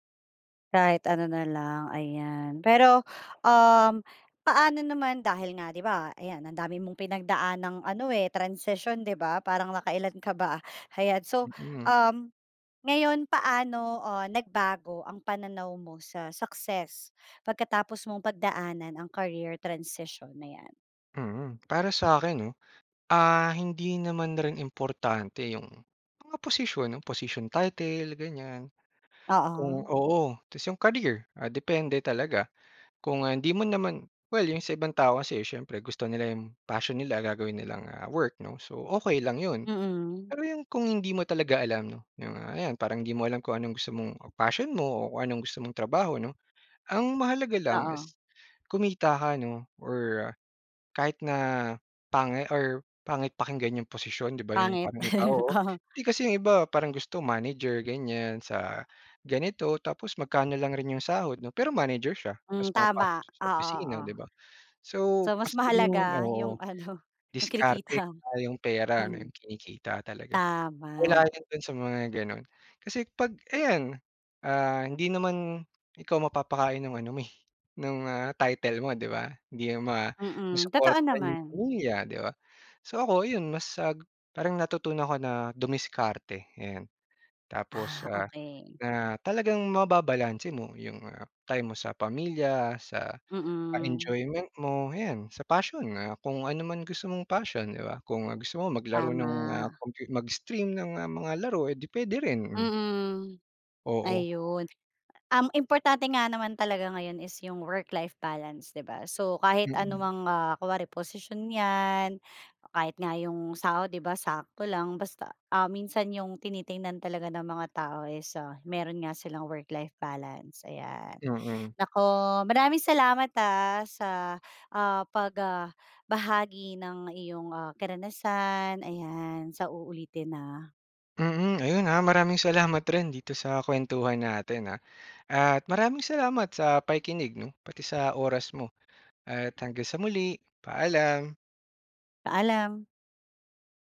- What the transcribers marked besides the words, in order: tapping; chuckle; laughing while speaking: "ano yung kinikita, mm"
- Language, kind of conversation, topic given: Filipino, podcast, Paano mo napagsabay ang pamilya at paglipat ng karera?